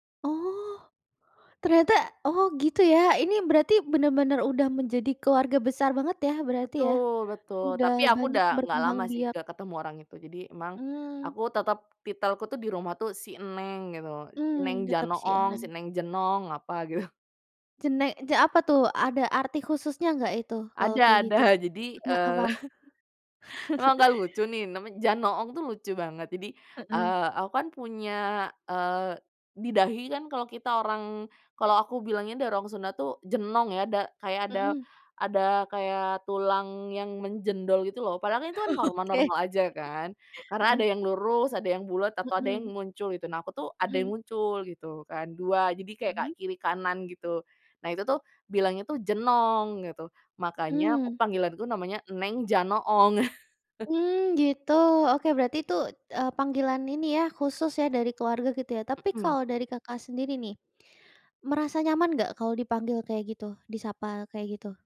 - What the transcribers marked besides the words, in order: laughing while speaking: "gitu"; laughing while speaking: "ada"; chuckle; laughing while speaking: "Oke"; chuckle
- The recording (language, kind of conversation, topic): Indonesian, podcast, Apa kebiasaan sapaan khas di keluargamu atau di kampungmu, dan bagaimana biasanya dipakai?